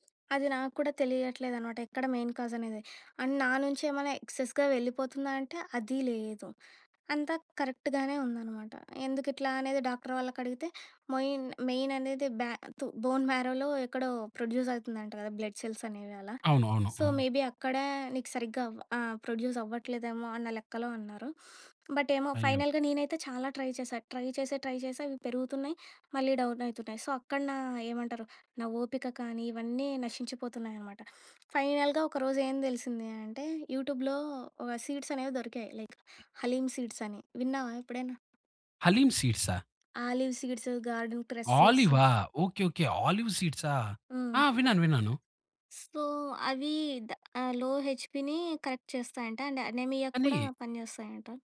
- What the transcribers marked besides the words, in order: in English: "మెయిన్ కాజ్"; in English: "అండ్"; in English: "ఎక్సెస్‌గా"; in English: "మోయిన్ మెయిన్"; in English: "ప్రొడ్యూస్"; in English: "బ్లడ్ సెల్స్"; in English: "సో, మేబీ"; in English: "ప్రొడ్యూస్"; sniff; in English: "బట్"; in English: "ఫైనల్‌గా"; in English: "ట్రై"; in English: "ట్రై"; in English: "ట్రై"; in English: "డౌన్"; in English: "సో"; sniff; in English: "ఫైనల్‌గా"; in English: "సీడ్స్"; in English: "లైక్"; tapping; in English: "సీడ్స్"; in English: "గార్డెన్ క్రెస్ సీడ్స్"; in English: "సో"; in English: "లో హెచ్‌పిని కరెక్ట్"; in English: "అండ్ అనీమియాకి"
- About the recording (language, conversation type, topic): Telugu, podcast, మీ ఉదయం ఎలా ప్రారంభిస్తారు?